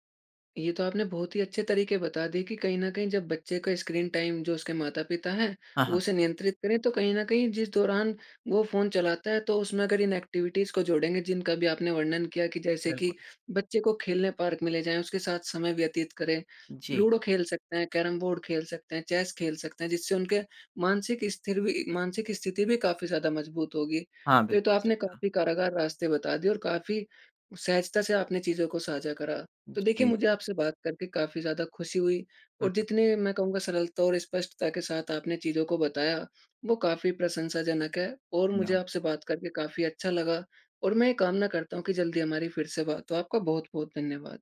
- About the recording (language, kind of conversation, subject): Hindi, podcast, बच्चों का स्क्रीन समय सीमित करने के व्यावहारिक तरीके क्या हैं?
- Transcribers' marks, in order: in English: "स्क्रीन टाइम"; in English: "एक्टिविटीज़"